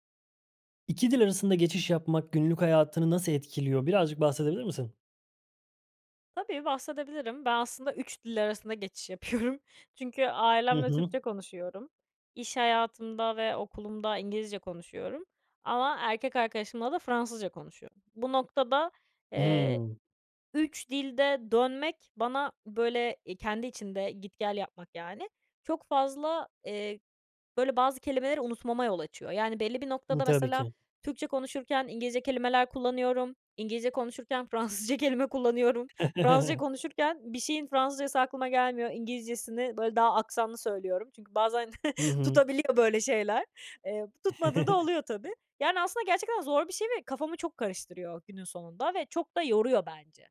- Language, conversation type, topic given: Turkish, podcast, İki dil arasında geçiş yapmak günlük hayatını nasıl değiştiriyor?
- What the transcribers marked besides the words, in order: other background noise; laughing while speaking: "yapıyorum"; laughing while speaking: "Fransızca"; chuckle; chuckle; chuckle